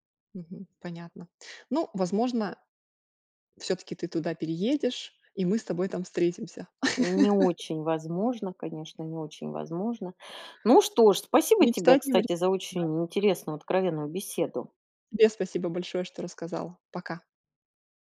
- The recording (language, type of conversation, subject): Russian, podcast, Расскажи о месте, где ты чувствовал(а) себя чужим(ой), но тебя приняли как своего(ю)?
- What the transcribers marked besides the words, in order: giggle; other background noise